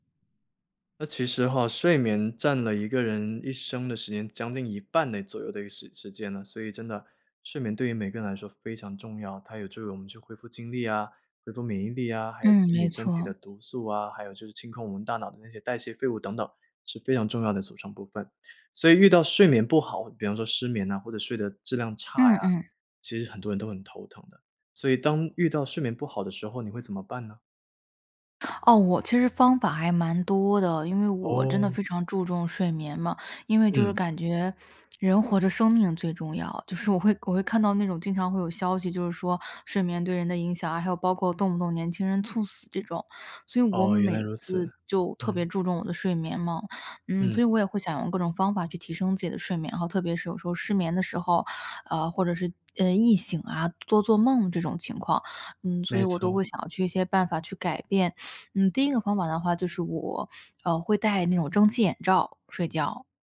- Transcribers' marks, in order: none
- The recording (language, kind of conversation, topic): Chinese, podcast, 睡眠不好时你通常怎么办？